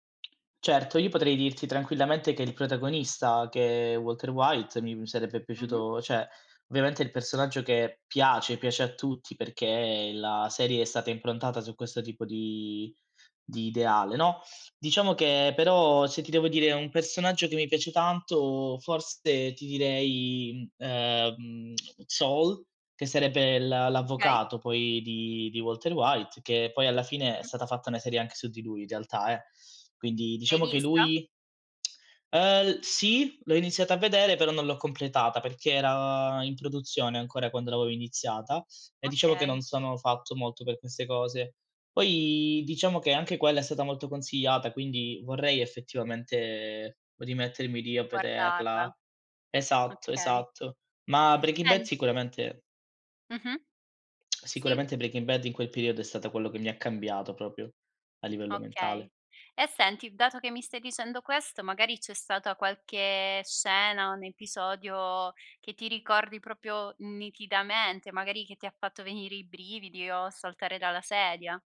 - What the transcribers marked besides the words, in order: tapping; "cioè" said as "ceh"; "ovviamente" said as "viamente"; tsk; "stata" said as "sata"; tsk; tongue click; "proprio" said as "propio"; other background noise; "proprio" said as "propio"
- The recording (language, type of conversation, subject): Italian, podcast, Quale serie TV ti ha tenuto incollato allo schermo?